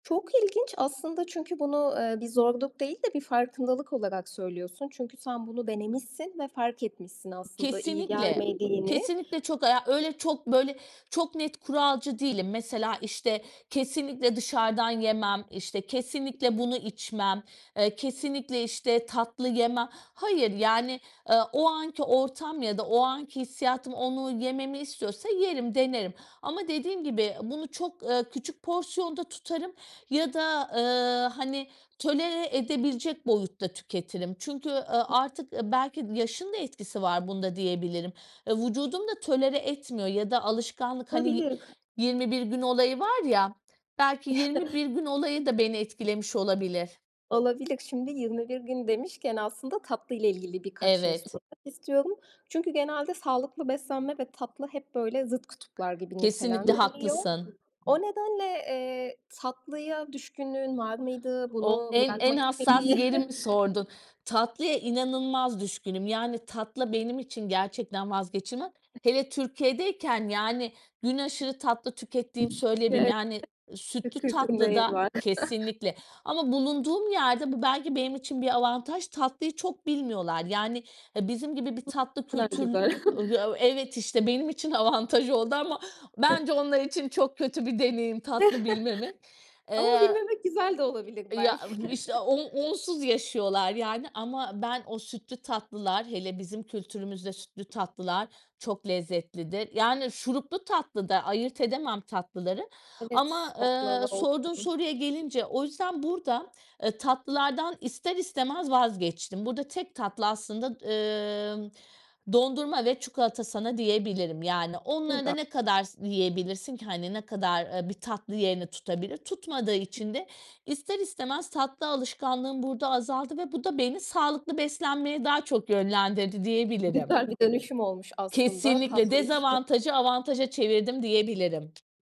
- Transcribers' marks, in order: tapping; other background noise; chuckle; chuckle; unintelligible speech; unintelligible speech; chuckle; chuckle; background speech
- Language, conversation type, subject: Turkish, podcast, Sağlıklı beslenmek için neler yapıyorsun?